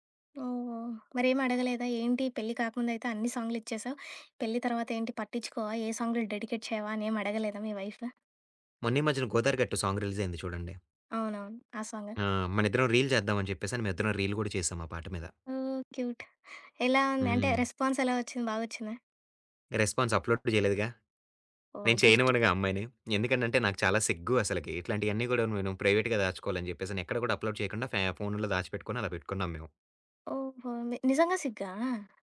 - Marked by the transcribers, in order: in English: "డెడికేట్"; in English: "సాంగ్"; other background noise; in English: "రీల్"; in English: "రీల్"; in English: "క్యూట్"; in English: "రెస్పాన్స్"; in English: "రెస్పాన్స్"; in English: "ప్రైవేట్‌గా"; in English: "అప్లోడ్"
- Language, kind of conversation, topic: Telugu, podcast, కొత్త పాటలను సాధారణంగా మీరు ఎక్కడి నుంచి కనుగొంటారు?